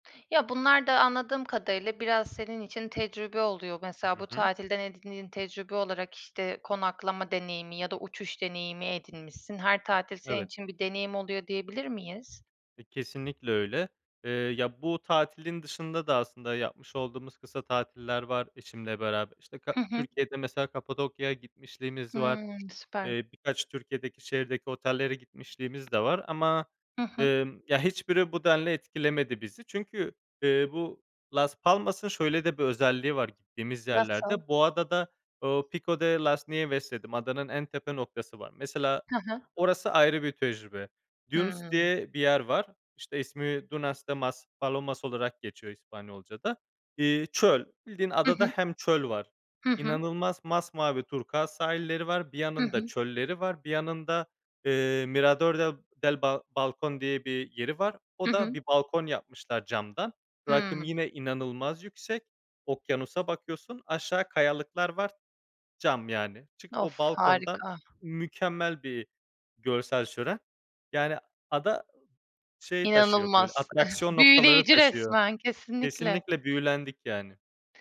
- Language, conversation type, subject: Turkish, podcast, En unutulmaz seyahat deneyimlerin hangileriydi?
- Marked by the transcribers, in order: tapping; other background noise; chuckle